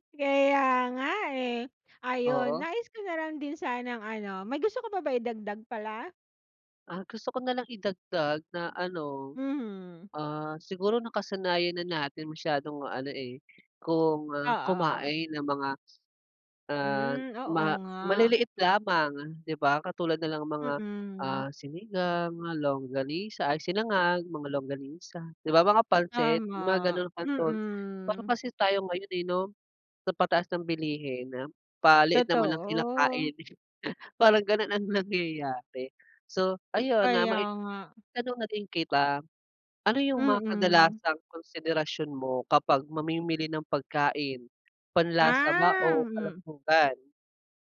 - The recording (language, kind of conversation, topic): Filipino, unstructured, Paano mo pinipili ang mga pagkaing kinakain mo araw-araw?
- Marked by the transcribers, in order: other noise; chuckle